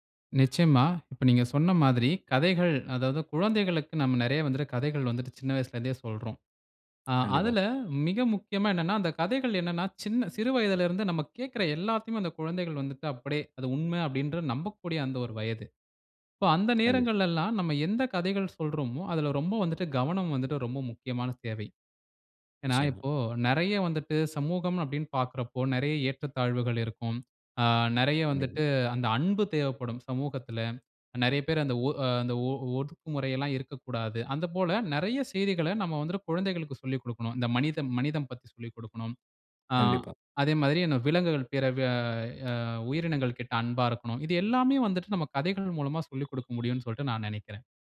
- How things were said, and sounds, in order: other noise; other background noise
- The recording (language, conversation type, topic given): Tamil, podcast, கதைகள் மூலம் சமூக மாற்றத்தை எவ்வாறு தூண்ட முடியும்?